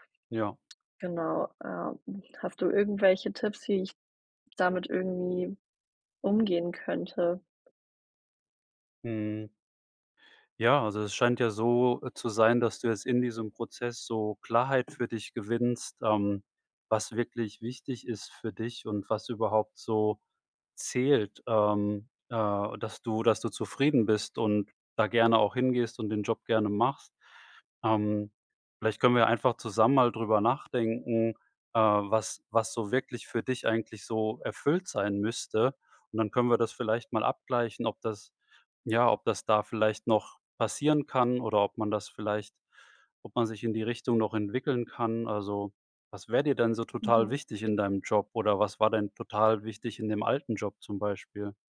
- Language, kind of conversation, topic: German, advice, Wie kann ich damit umgehen, dass ich mich nach einem Jobwechsel oder nach der Geburt eines Kindes selbst verloren fühle?
- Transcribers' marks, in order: other background noise